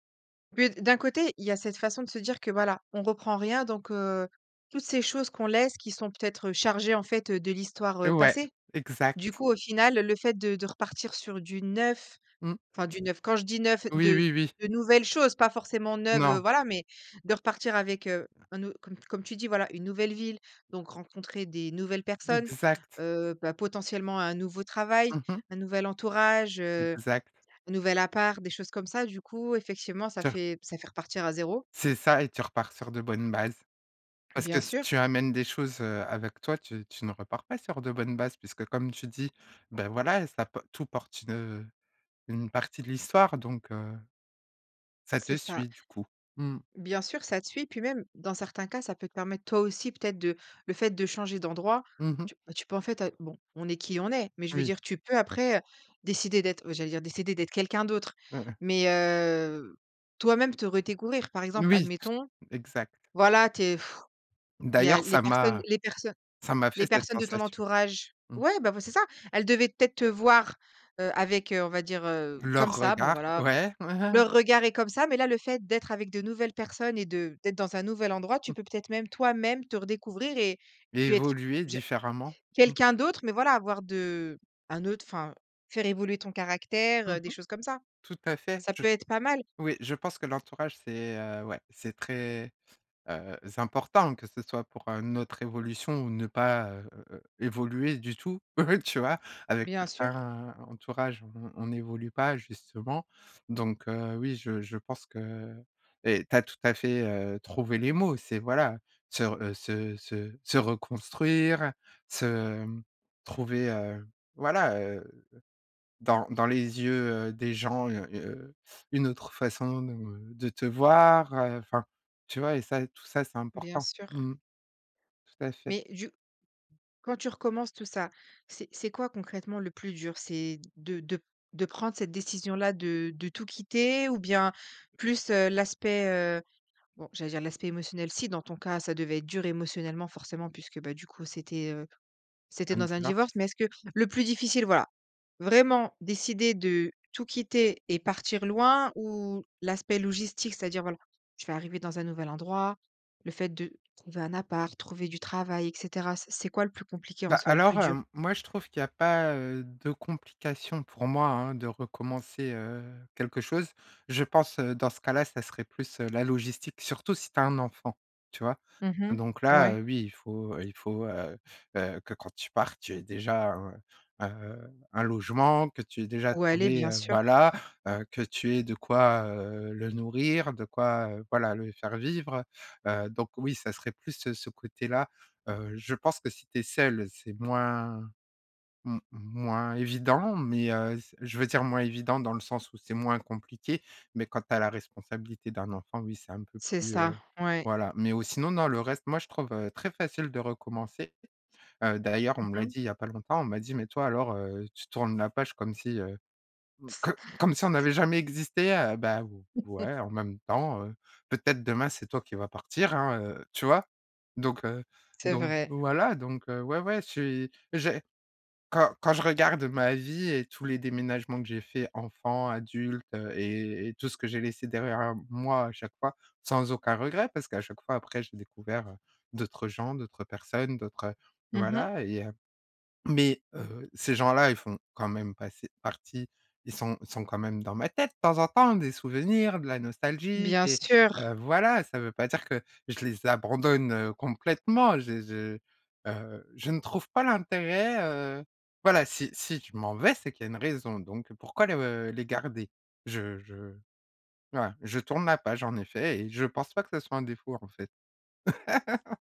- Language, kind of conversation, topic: French, podcast, Pouvez-vous raconter un moment où vous avez dû tout recommencer ?
- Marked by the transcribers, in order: tapping; stressed: "passée"; other background noise; unintelligible speech; blowing; laughing while speaking: "ouais"; stressed: "toi-même"; chuckle; unintelligible speech; laugh; laugh